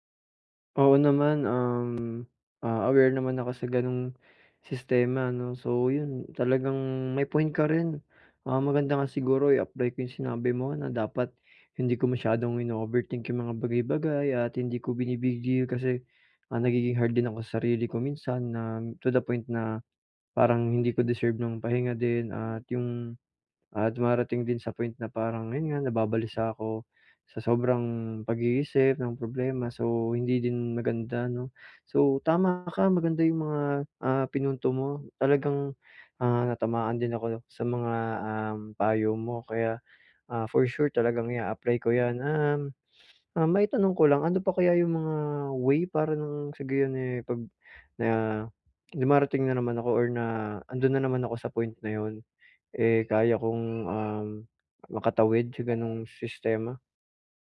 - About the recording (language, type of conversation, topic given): Filipino, advice, Paano ko mapagmamasdan ang aking isip nang hindi ako naaapektuhan?
- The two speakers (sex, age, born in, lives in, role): female, 40-44, Philippines, Philippines, advisor; male, 25-29, Philippines, Philippines, user
- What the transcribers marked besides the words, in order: tapping; background speech